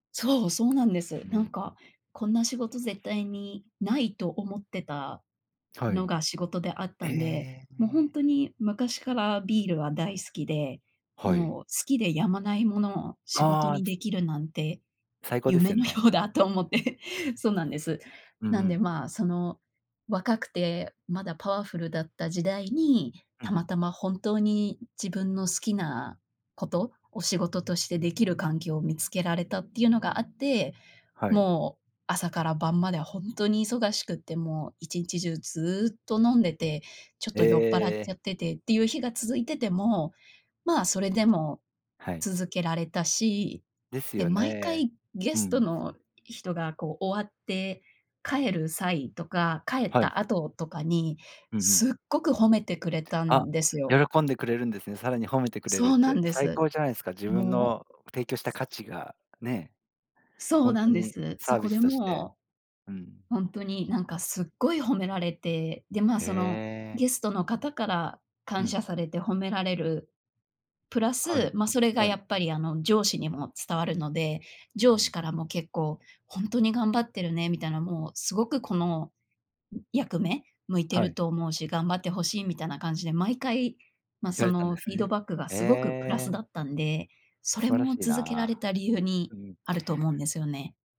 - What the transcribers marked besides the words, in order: tapping; laughing while speaking: "ようだと思って"; other background noise; in English: "フィードバック"
- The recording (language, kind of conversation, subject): Japanese, podcast, 一番誇りに思う仕事の経験は何ですか?